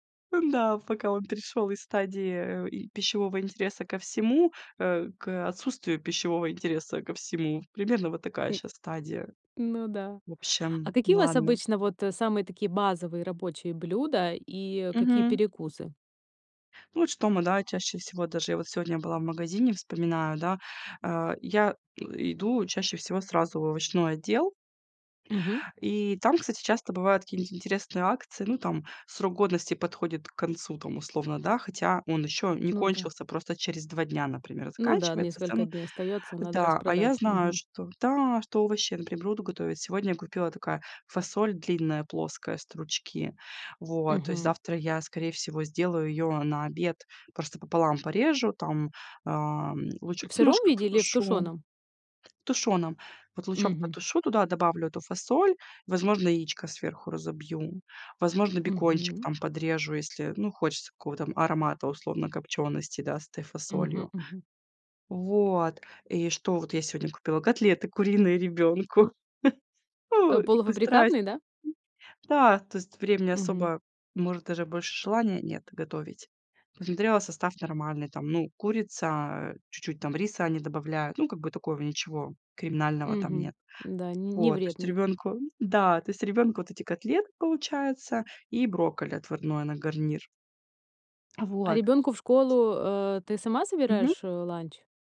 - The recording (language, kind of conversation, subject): Russian, podcast, Как ты стараешься правильно питаться в будни?
- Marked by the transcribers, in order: tapping; other background noise; laugh